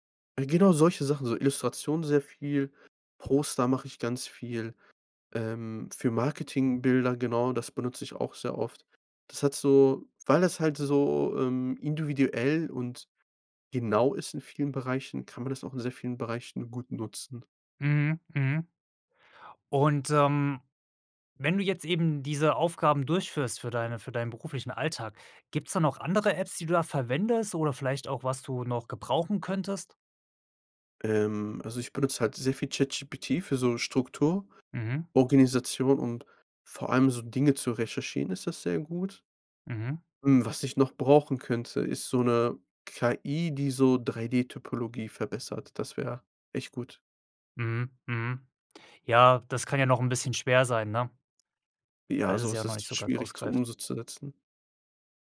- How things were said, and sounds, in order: none
- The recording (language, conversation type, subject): German, podcast, Welche Apps erleichtern dir wirklich den Alltag?